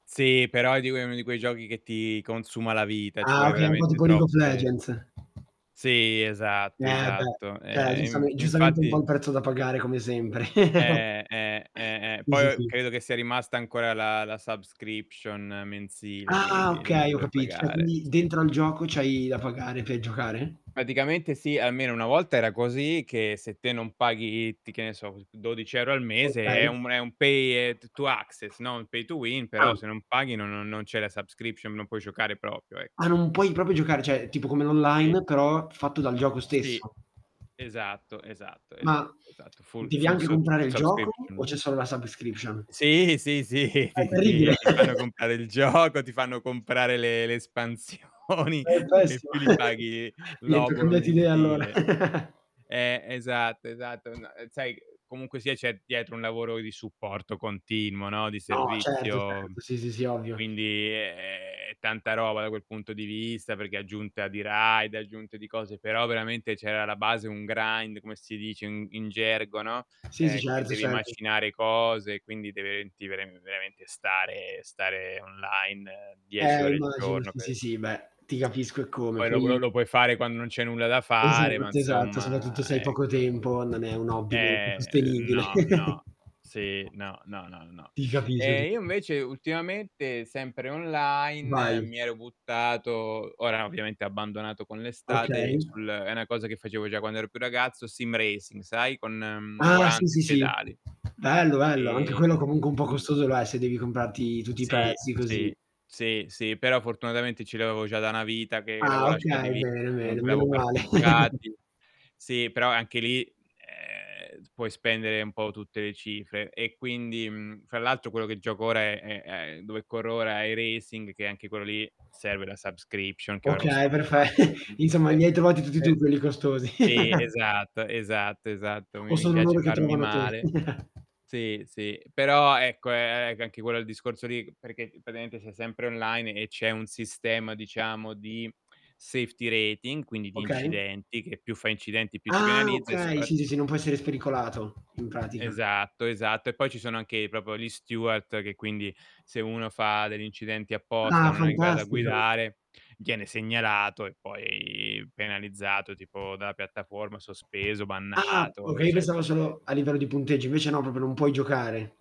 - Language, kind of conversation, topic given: Italian, unstructured, Qual è il tuo hobby preferito e perché ti piace così tanto?
- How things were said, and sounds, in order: static; tapping; "cioè" said as "ceh"; laugh; "Sì" said as "ì"; in English: "subscription"; "cioè" said as "ceh"; unintelligible speech; distorted speech; in English: "pay"; other background noise; in English: "t to access"; in English: "pay to win"; in English: "subscription"; "proprio" said as "propio"; "proprio" said as "propio"; "cioè" said as "ceh"; in English: "full full subs subscription"; in English: "subscription?"; laughing while speaking: "Sì, sì, sì, ti ti ti"; chuckle; laughing while speaking: "gioco"; laughing while speaking: "espansioni"; chuckle; laugh; mechanical hum; in English: "raid"; in English: "grind"; "insomma" said as "'nsomma"; drawn out: "Eh"; chuckle; in English: "sim racing"; chuckle; laughing while speaking: "perfe"; chuckle; in English: "subscription"; in English: "stoppato"; chuckle; chuckle; in English: "safety rating"; "proprio" said as "propo"; "proprio" said as "popio"